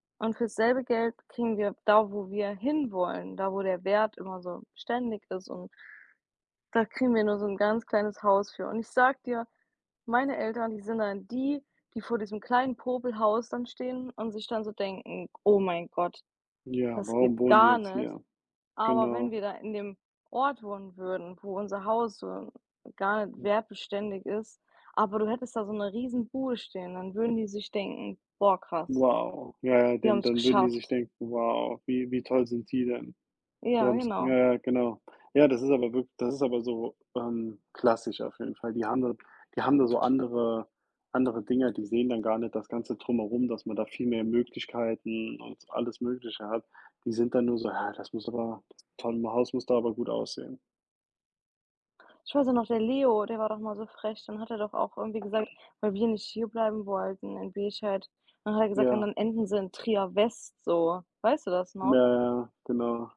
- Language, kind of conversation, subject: German, unstructured, Was macht dich an dir selbst besonders stolz?
- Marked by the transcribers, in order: other background noise; swallow